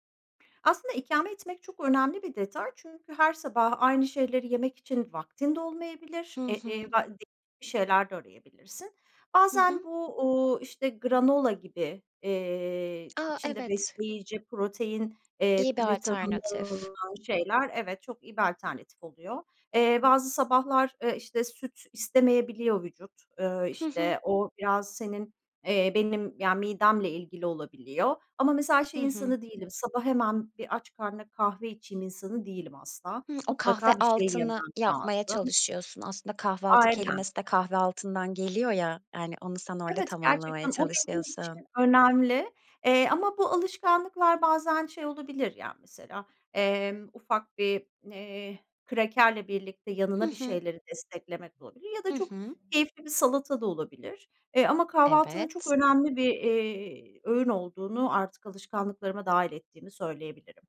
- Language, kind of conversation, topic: Turkish, podcast, Küçük alışkanlıklar hayatınızı nasıl değiştirdi?
- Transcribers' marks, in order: other background noise; in English: "granola"; tapping